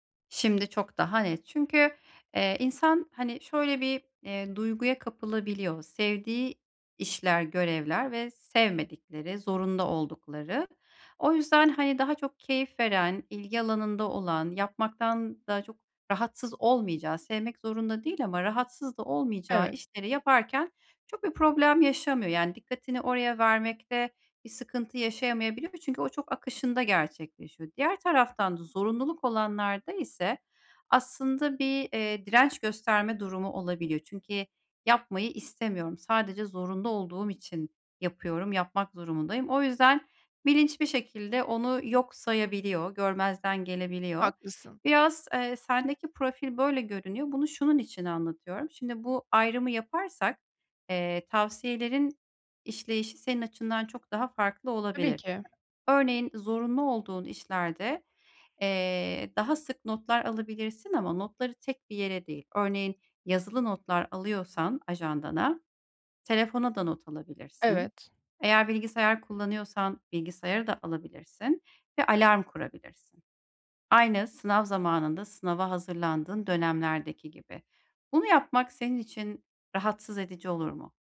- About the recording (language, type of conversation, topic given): Turkish, advice, Sürekli dikkatimin dağılmasını azaltıp düzenli çalışma blokları oluşturarak nasıl daha iyi odaklanabilirim?
- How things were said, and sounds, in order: none